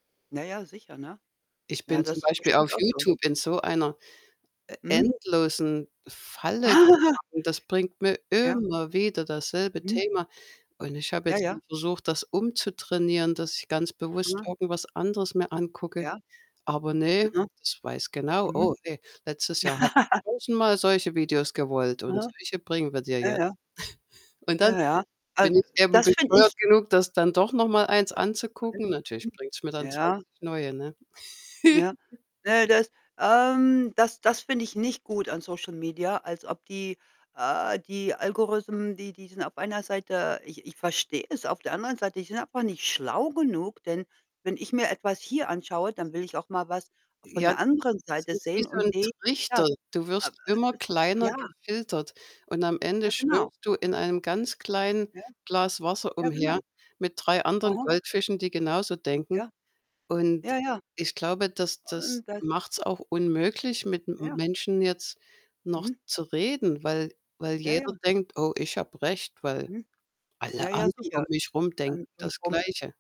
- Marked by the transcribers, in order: distorted speech; giggle; stressed: "immer"; laugh; snort; chuckle; drawn out: "ähm"; static; unintelligible speech; unintelligible speech
- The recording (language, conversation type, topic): German, unstructured, Welche Rolle spielen soziale Medien in der Politik?